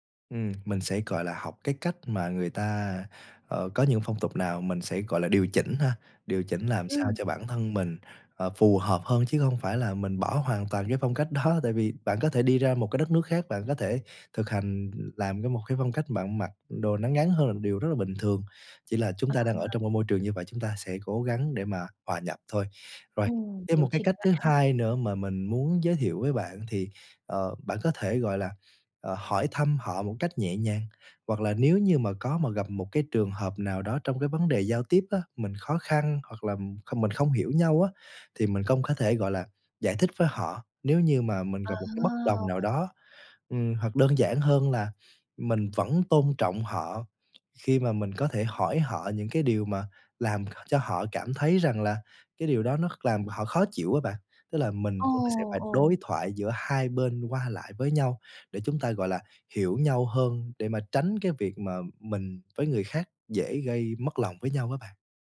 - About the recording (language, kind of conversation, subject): Vietnamese, advice, Bạn đã trải nghiệm sốc văn hóa, bối rối về phong tục và cách giao tiếp mới như thế nào?
- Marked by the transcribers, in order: laughing while speaking: "đó"; tapping; other background noise